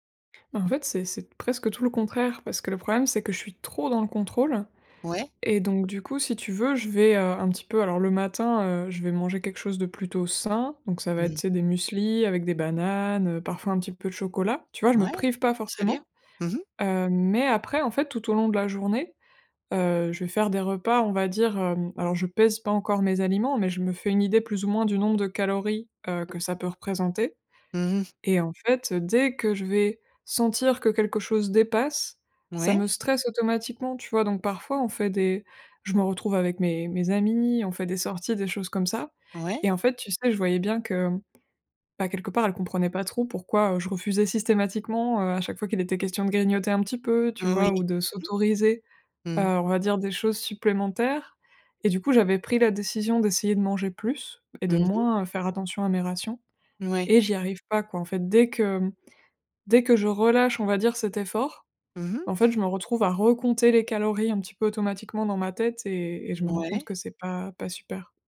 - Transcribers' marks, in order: stressed: "trop"; stressed: "bananes"; tapping; stressed: "amis"
- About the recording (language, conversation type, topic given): French, advice, Comment expliquer une rechute dans une mauvaise habitude malgré de bonnes intentions ?